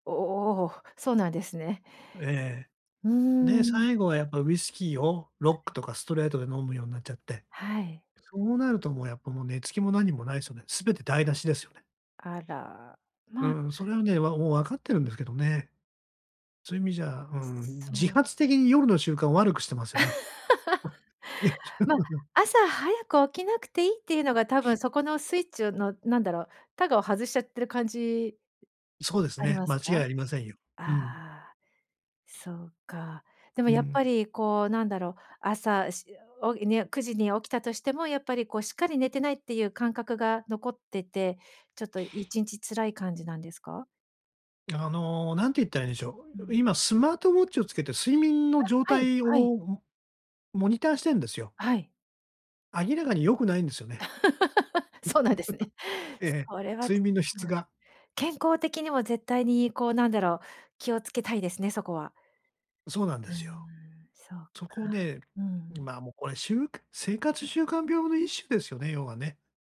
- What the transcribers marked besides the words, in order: laugh; chuckle; laugh
- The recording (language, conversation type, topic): Japanese, advice, 夜にスマホを使うのをやめて寝つきを良くするにはどうすればいいですか？